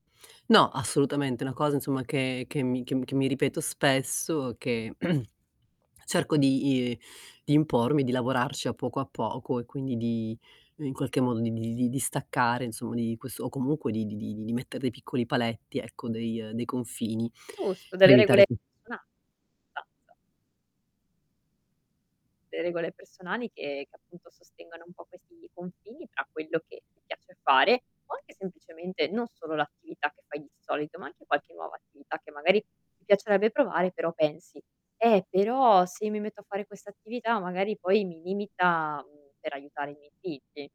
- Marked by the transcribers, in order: throat clearing; static; unintelligible speech; distorted speech; unintelligible speech
- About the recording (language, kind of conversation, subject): Italian, advice, Come posso stabilire confini chiari con la mia famiglia e i miei amici?